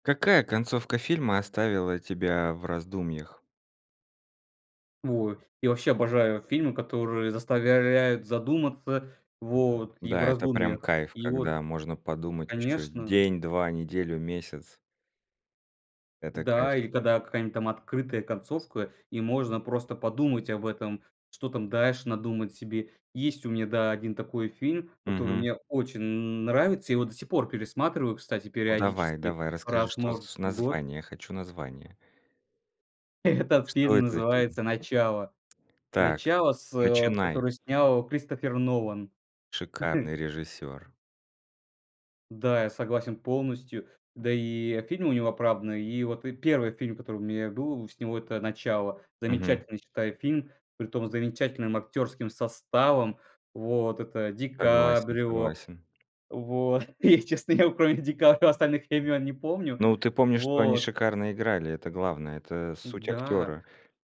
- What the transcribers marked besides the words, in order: tapping; "заставляют" said as "заставяляют"; laughing while speaking: "Этот"; other background noise; chuckle; laughing while speaking: "И, честно, вот кроме ДиКаприо остальных имен"
- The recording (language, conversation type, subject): Russian, podcast, Какая концовка фильма заставила тебя задуматься?